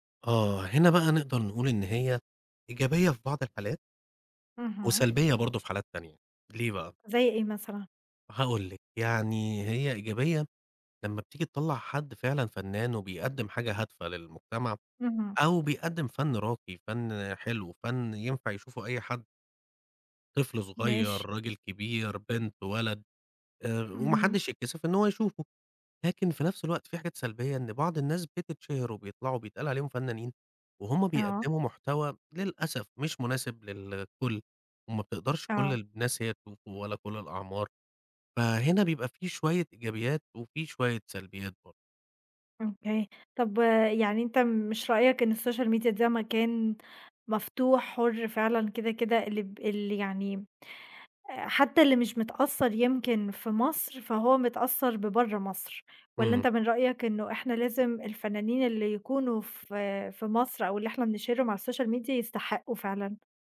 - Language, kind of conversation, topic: Arabic, podcast, إيه دور السوشال ميديا في شهرة الفنانين من وجهة نظرك؟
- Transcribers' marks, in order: in English: "السوشيال ميديا"; tapping; in English: "السوشيال ميديا"